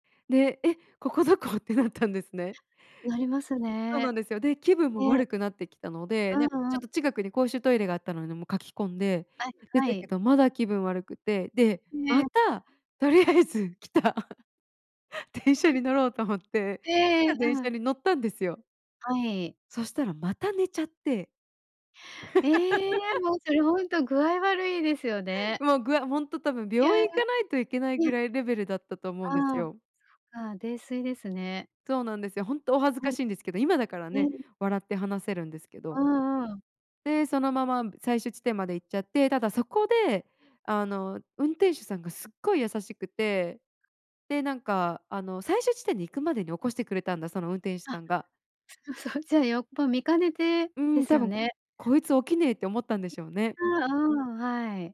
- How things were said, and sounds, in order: "かけ込んで" said as "かき込んで"; laughing while speaking: "とりあえず、来た電車に乗ろうと思って"; laugh; laugh
- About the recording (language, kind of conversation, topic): Japanese, podcast, 見知らぬ人に助けられたことはありますか？